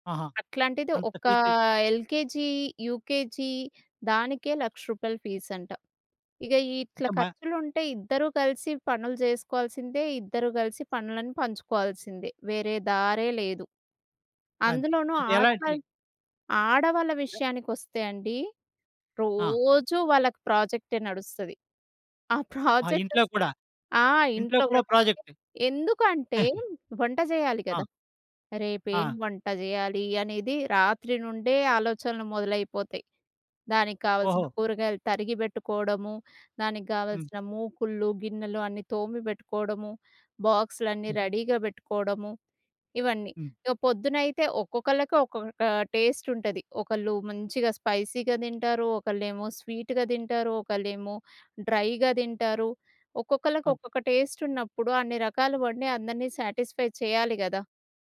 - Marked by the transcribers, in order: in English: "ఫీస్‌జు"; in English: "ఎల్‌కేజీ, యూకేజీ"; in English: "ఫీస్"; other noise; laughing while speaking: "ప్రాజెక్ట‌సలస్"; in English: "ప్రాజెక్ట్"; chuckle; in English: "రెడీగా"; in English: "టేస్ట్"; in English: "స్పైసీగా"; in English: "స్వీట్‌గా"; in English: "డ్రైగా"; in English: "టేస్ట్"; in English: "సాటిస్ఫై"
- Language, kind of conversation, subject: Telugu, podcast, మీ పని పంచుకునేటప్పుడు ఎక్కడ నుంచీ మొదలుపెడతారు?